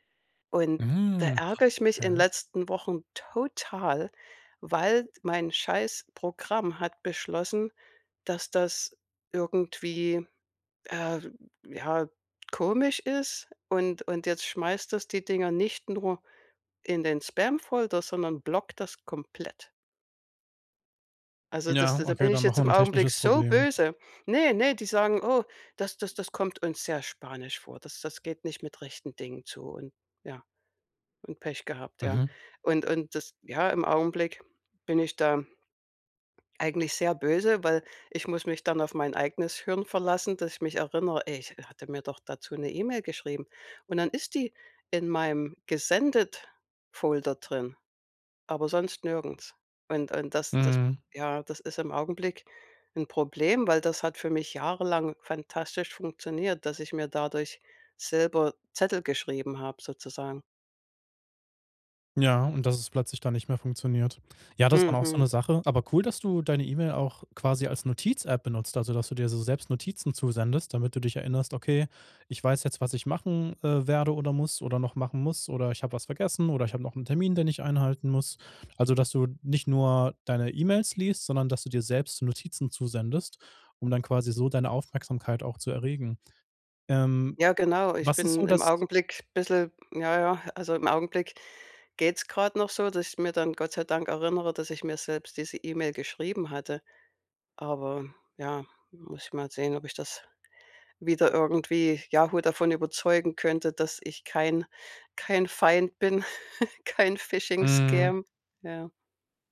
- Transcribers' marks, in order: chuckle; in English: "Phishing-Scam"
- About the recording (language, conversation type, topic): German, podcast, Wie hältst du dein E-Mail-Postfach dauerhaft aufgeräumt?